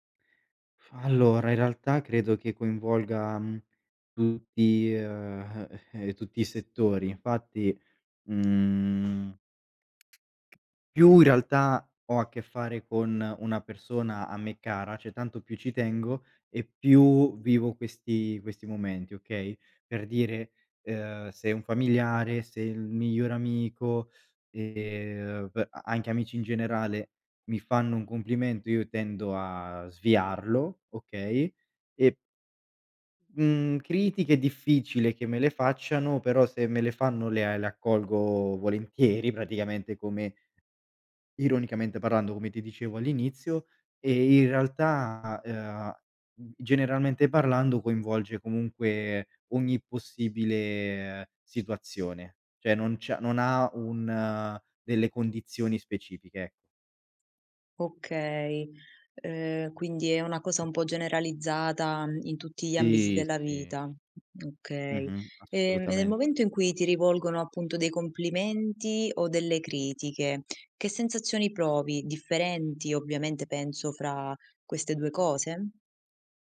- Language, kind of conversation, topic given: Italian, advice, Perché faccio fatica ad accettare i complimenti e tendo a minimizzare i miei successi?
- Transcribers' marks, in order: tapping; "cioè" said as "ceh"; "cioè" said as "ceh"; other background noise